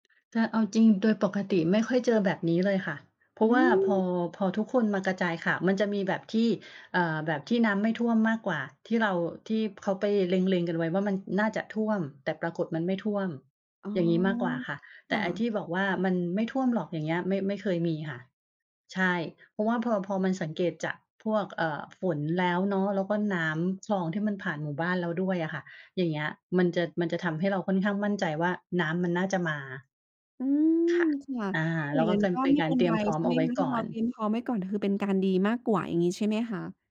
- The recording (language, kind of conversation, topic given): Thai, podcast, ชุมชนควรเตรียมตัวรับมือกับภัยพิบัติอย่างไร?
- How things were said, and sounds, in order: other background noise